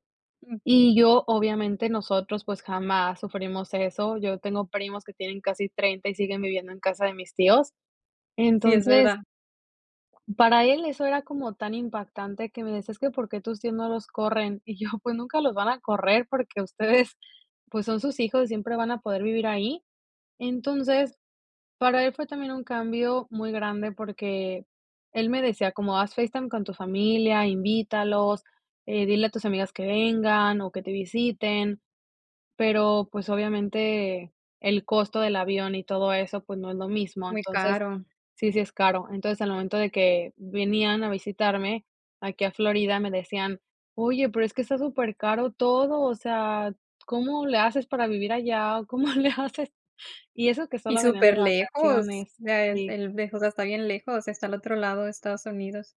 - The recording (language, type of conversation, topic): Spanish, podcast, ¿cómo saliste de tu zona de confort?
- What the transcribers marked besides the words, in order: laughing while speaking: "cómo le hacen?"